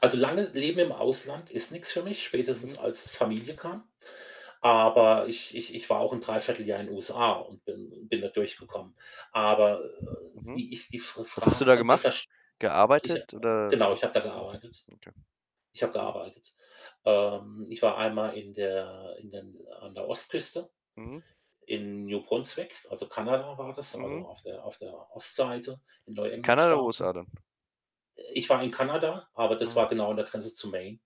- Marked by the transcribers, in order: other background noise; tapping
- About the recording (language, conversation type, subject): German, podcast, Wie entscheidest du, ob du im Ausland leben möchtest?